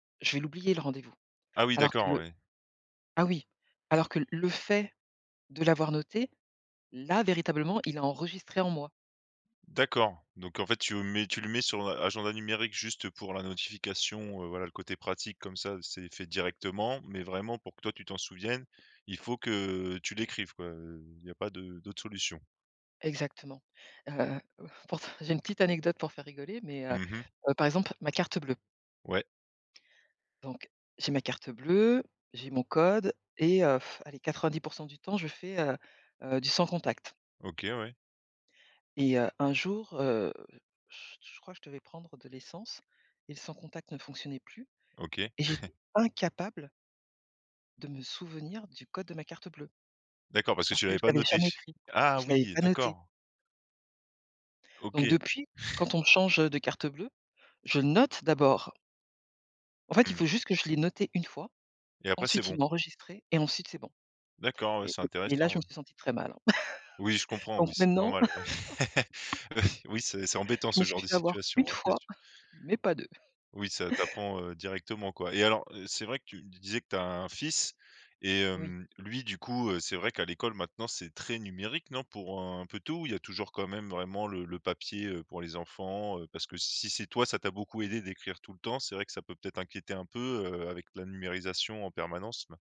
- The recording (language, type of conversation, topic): French, podcast, Utilises-tu plutôt un agenda numérique ou un agenda papier, et pourquoi as-tu fait ce choix ?
- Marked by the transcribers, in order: other background noise; tapping; laughing while speaking: "pourtant"; blowing; chuckle; chuckle; chuckle; chuckle